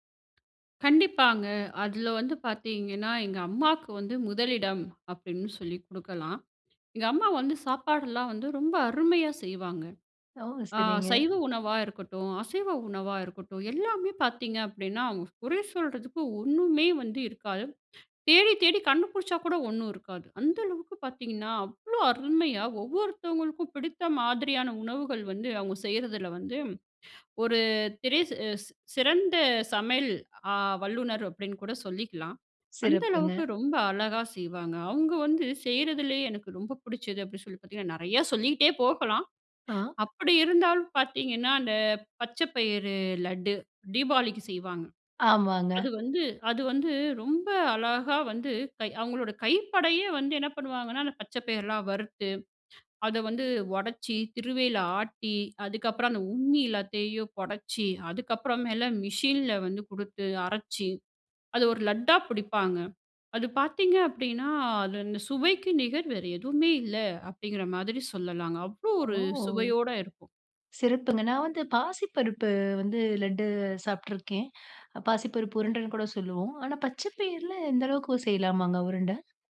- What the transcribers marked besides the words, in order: surprised: "ஓ!"
- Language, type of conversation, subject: Tamil, podcast, சுவைகள் உங்கள் நினைவுகளோடு எப்படி இணைகின்றன?